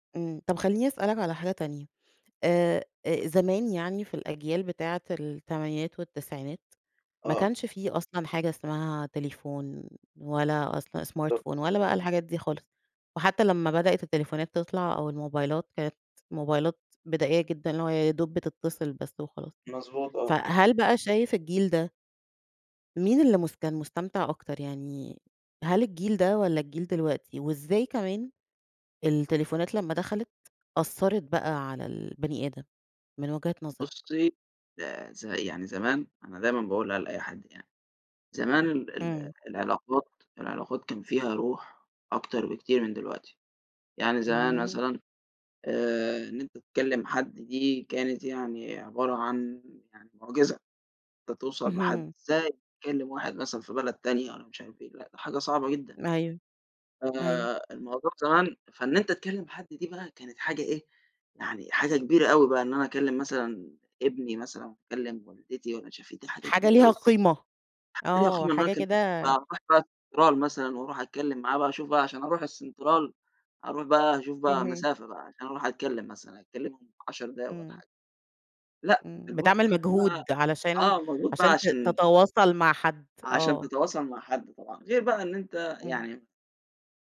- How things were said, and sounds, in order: in English: "smartphone"
- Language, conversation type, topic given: Arabic, podcast, إيه نصايحك لتنظيم وقت الشاشة؟